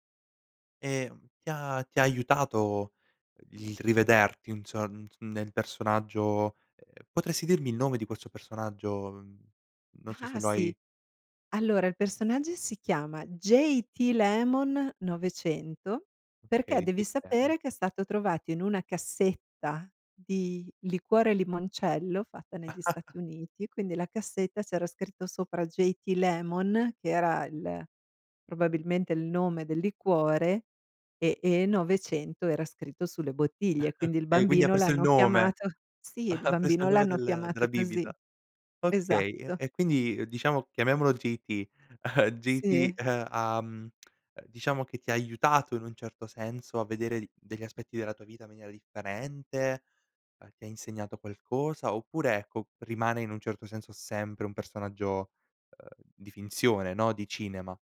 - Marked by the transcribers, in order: chuckle; chuckle
- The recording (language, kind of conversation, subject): Italian, podcast, Quale film ti fa tornare subito indietro nel tempo?